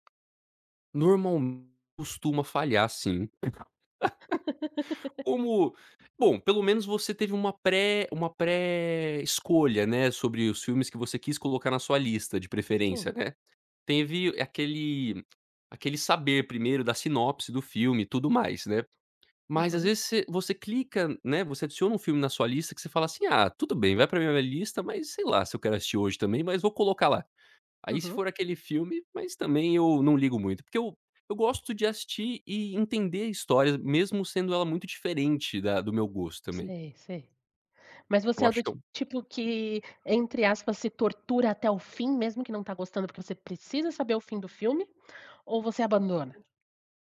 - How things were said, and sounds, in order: tapping; other background noise; laugh; laugh; "também" said as "tamém"
- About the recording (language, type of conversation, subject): Portuguese, podcast, Como você escolhe o que assistir numa noite livre?